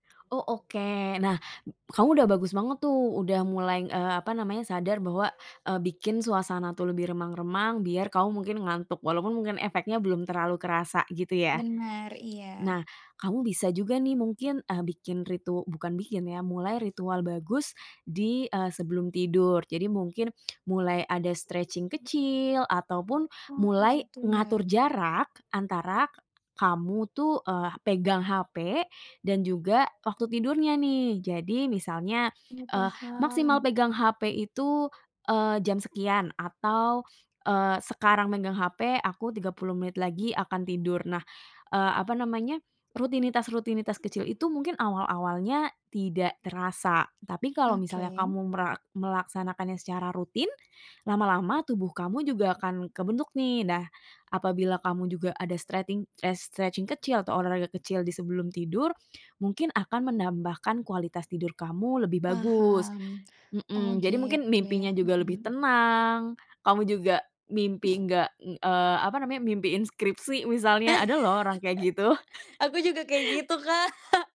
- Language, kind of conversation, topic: Indonesian, advice, Apakah Anda sulit tidur karena mengonsumsi kafein atau alkohol pada sore hari?
- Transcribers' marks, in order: other background noise; in English: "stretching"; in English: "stretching"; background speech; chuckle; chuckle; chuckle